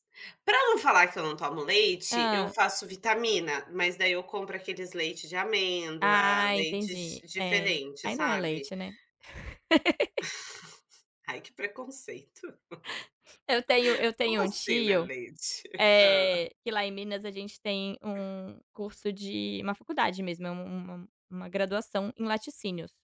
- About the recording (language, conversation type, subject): Portuguese, unstructured, Qual comida traz mais lembranças da sua infância?
- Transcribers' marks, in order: laugh; chuckle; chuckle; tapping; chuckle